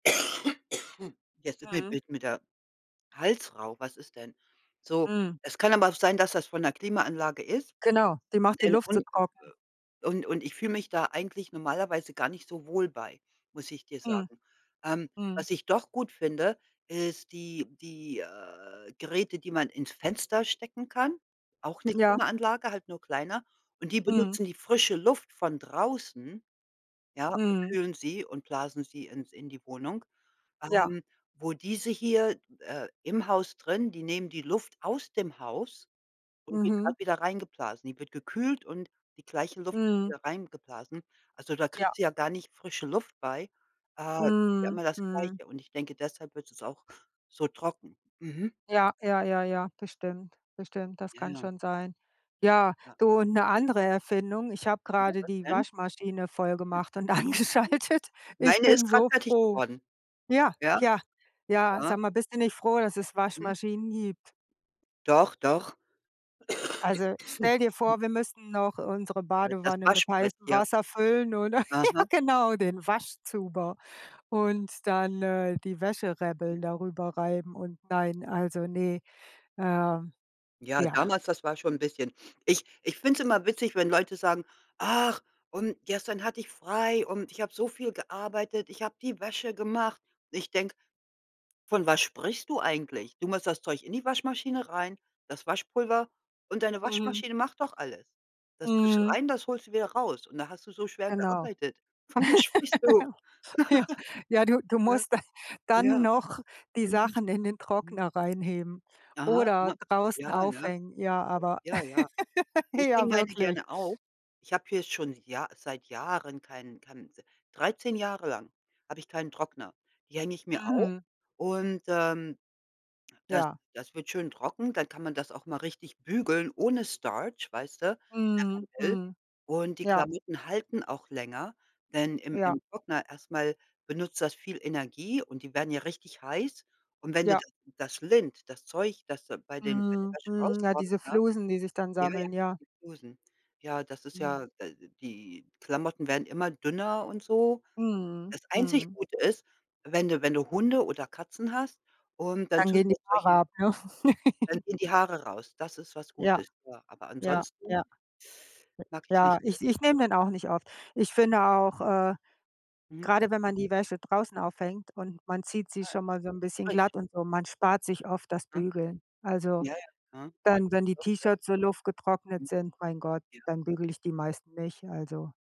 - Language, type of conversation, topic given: German, unstructured, Welche Erfindung würdest du am wenigsten missen wollen?
- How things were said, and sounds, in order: cough; unintelligible speech; laughing while speaking: "angeschaltet"; cough; laughing while speaking: "Ja"; laugh; giggle; laugh; put-on voice: "Starch"; in English: "Starch"; in English: "lint"; giggle